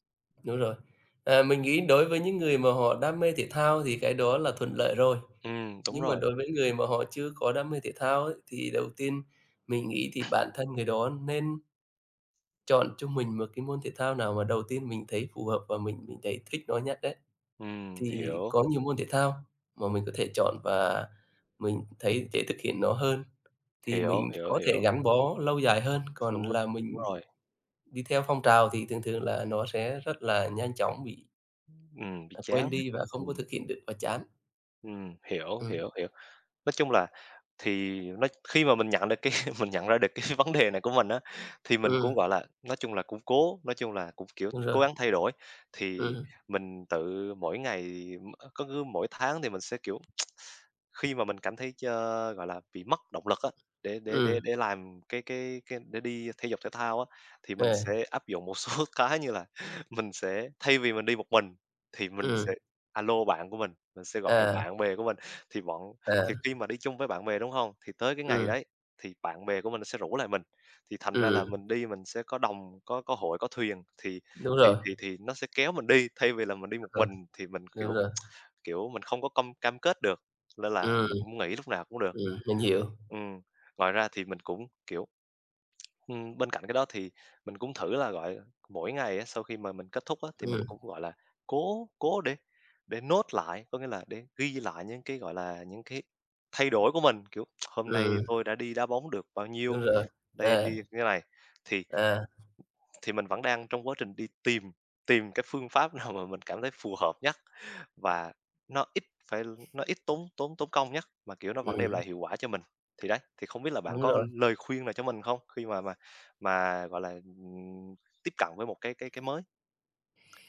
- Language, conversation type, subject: Vietnamese, unstructured, Bạn sẽ làm gì nếu mỗi tháng bạn có thể thay đổi một thói quen xấu?
- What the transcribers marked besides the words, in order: other background noise; tapping; laughing while speaking: "cái"; tsk; laughing while speaking: "số"; tsk; in English: "note"; tsk; laughing while speaking: "nào"